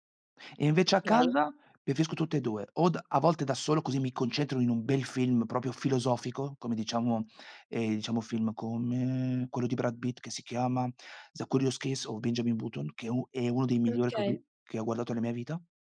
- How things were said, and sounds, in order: none
- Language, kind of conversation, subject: Italian, podcast, Qual è un film che ti ha cambiato la vita e perché?